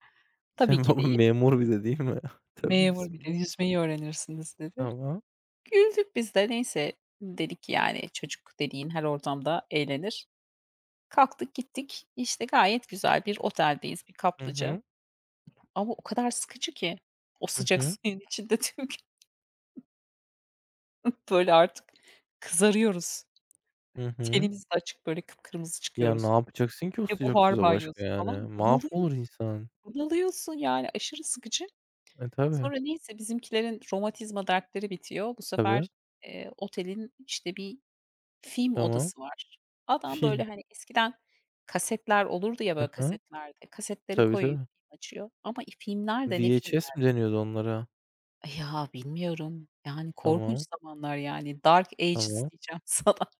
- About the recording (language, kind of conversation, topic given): Turkish, unstructured, Aile üyelerinizle geçirdiğiniz en unutulmaz anı nedir?
- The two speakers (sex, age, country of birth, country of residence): female, 40-44, Turkey, United States; male, 25-29, Germany, Germany
- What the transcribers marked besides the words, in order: laughing while speaking: "Senin baban memur bir de değil mi?"; unintelligible speech; other noise; tapping; laughing while speaking: "tüm gün"; other background noise; in English: "dark ages"; laughing while speaking: "sana"